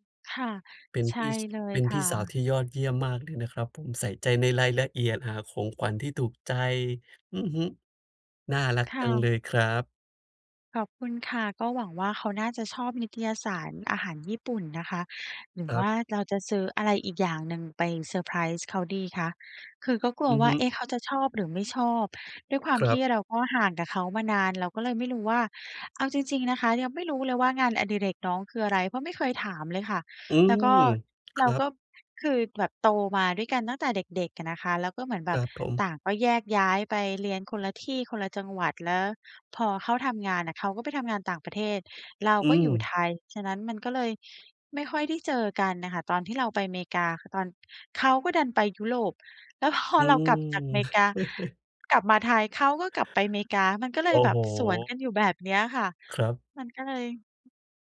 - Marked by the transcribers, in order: laughing while speaking: "พอ"; chuckle
- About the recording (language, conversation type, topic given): Thai, advice, จะเลือกของขวัญให้ถูกใจคนที่ไม่แน่ใจว่าเขาชอบอะไรได้อย่างไร?